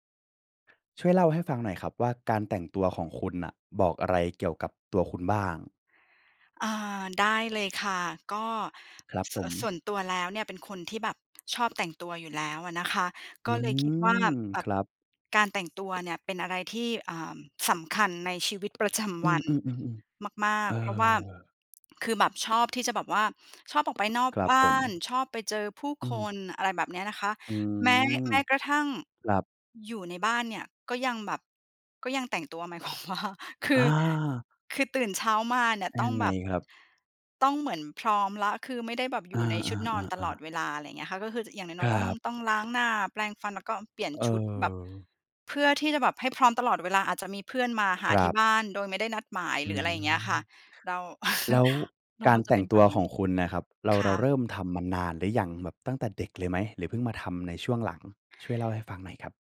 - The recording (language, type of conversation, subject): Thai, podcast, สไตล์การแต่งตัวของคุณบอกอะไรเกี่ยวกับตัวคุณบ้าง?
- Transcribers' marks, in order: other background noise; laughing while speaking: "ความว่า"; chuckle